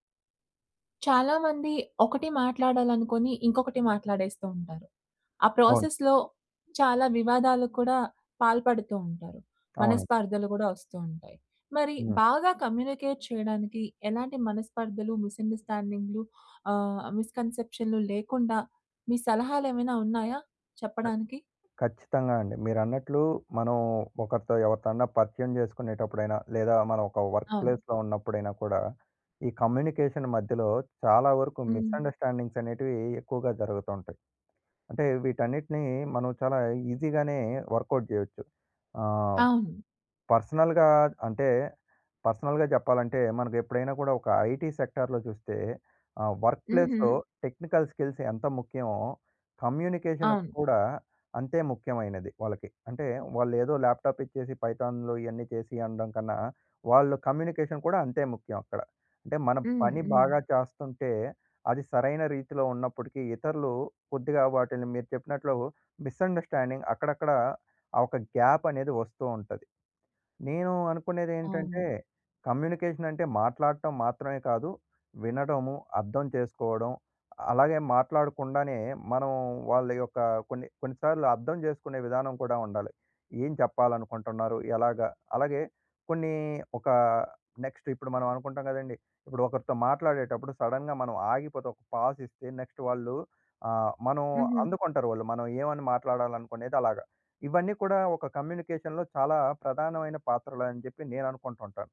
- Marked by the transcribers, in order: in English: "ప్రాసెస్‌లో"; in English: "కమ్యూనికేట్"; in English: "మిస్‌అండర్‌స్టాండింగ్‌లు"; in English: "మిస్‌కన్సెప్షన్‌లు"; other noise; in English: "వర్క్ ప్లేస్‌లో"; in English: "కమ్యూనికేషన్"; in English: "మిస్‌అండర్‌స్టాండింగ్స్"; in English: "ఈజీగానే వర్కౌట్"; in English: "పర్సనల్‌గా"; in English: "పర్సనల్‌గా"; in English: "ఐటీ సెక్టార్‌లో"; in English: "వర్క్ ప్లేస్‌లో టెక్నికల్ స్కిల్స్"; in English: "కమ్యూనికేషన్"; in English: "ల్యాప్‌టాప్"; in English: "పైథాన్‍లు"; in English: "కమ్యూనికేషన్"; in English: "మిస్‌అండర్‌స్టాండింగ్స్"; in English: "గ్యాప్"; in English: "కమ్యూనికేషన్"; in English: "నెక్స్ట్"; in English: "సడెన్‌గా"; in English: "పాజ్"; in English: "నెక్స్ట్"; in English: "కమ్యూనికేషన్‌లో"
- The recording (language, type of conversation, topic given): Telugu, podcast, బాగా సంభాషించడానికి మీ సలహాలు ఏవి?